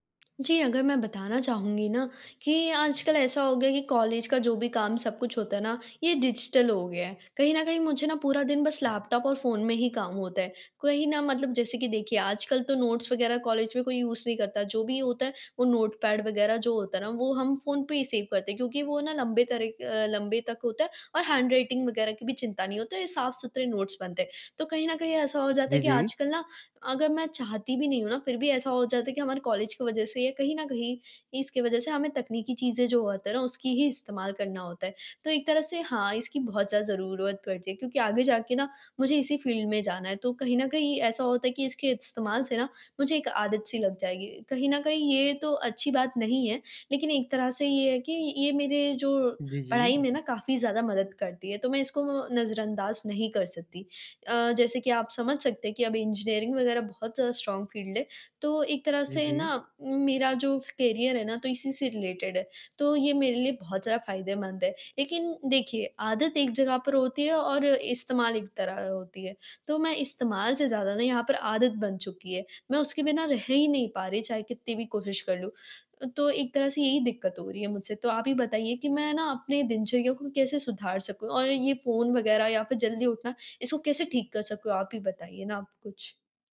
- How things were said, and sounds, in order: in English: "डिजिटल"; in English: "नोट्स"; in English: "यूज़"; in English: "नोटपैड"; in English: "सेव"; in English: "हैंड-राइटिंग"; in English: "नोट्स"; in English: "फ़ील्ड"; tapping; in English: "इंजीनियरिंग"; in English: "स्ट्रांग फ़ील्ड"; in English: "करियर"; in English: "रिलेटेड"
- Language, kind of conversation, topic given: Hindi, advice, मैं अपनी दिनचर्या में निरंतरता कैसे बनाए रख सकता/सकती हूँ?